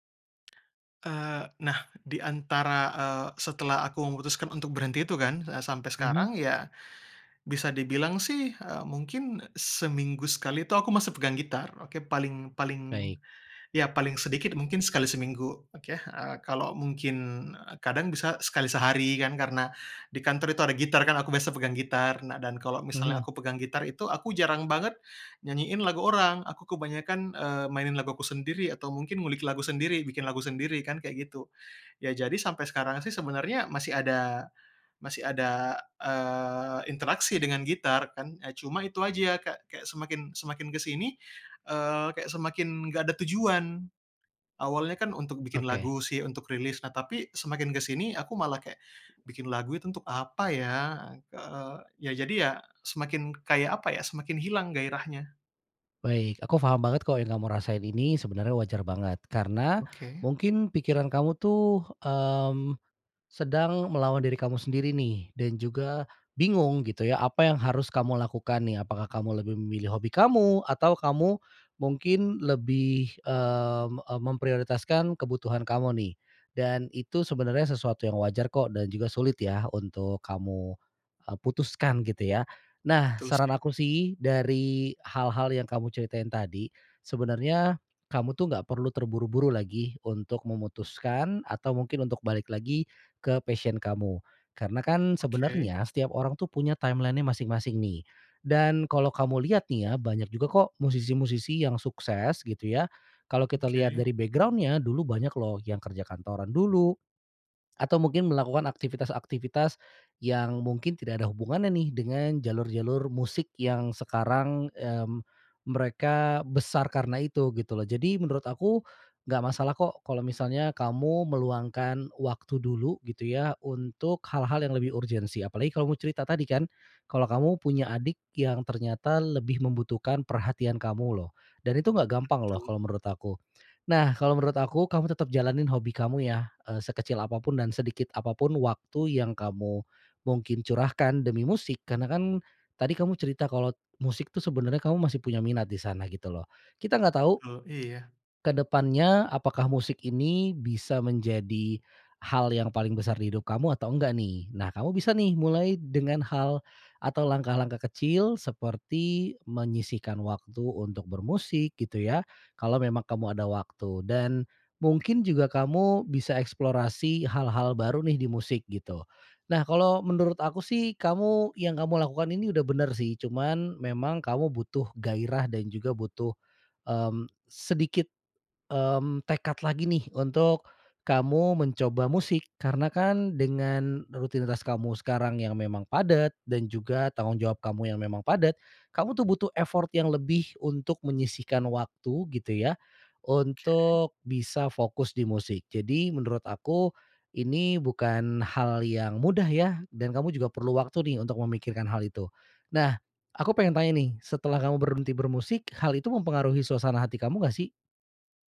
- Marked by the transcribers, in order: in English: "passion"; in English: "timeline-nya"; in English: "effort"
- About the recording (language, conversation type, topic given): Indonesian, advice, Kapan kamu menyadari gairah terhadap hobi kreatifmu tiba-tiba hilang?